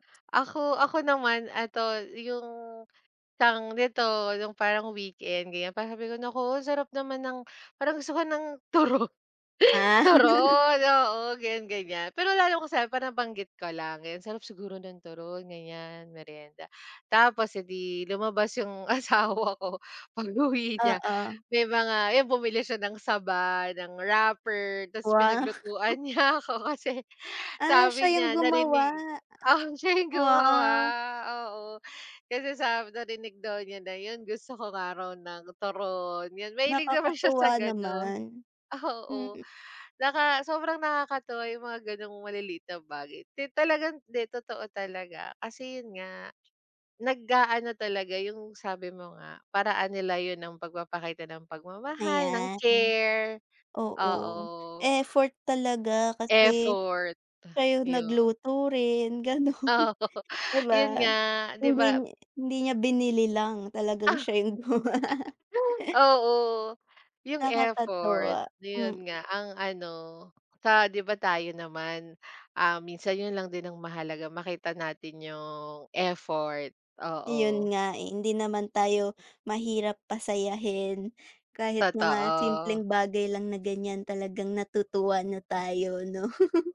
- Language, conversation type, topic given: Filipino, unstructured, Ano ang maliliit na bagay na nagpapasaya sa’yo sa isang relasyon?
- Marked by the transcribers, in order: laughing while speaking: "turo"; laugh; laughing while speaking: "asawa ko. Pag-uwi niya"; laughing while speaking: "Wow"; laughing while speaking: "niya ako. Kasi"; laughing while speaking: "siya yung gumawa"; laughing while speaking: "mahilig naman siya sa ganon. Oo"; laughing while speaking: "ganun"; laughing while speaking: "Oo"; laugh; laughing while speaking: "gumawa"; laugh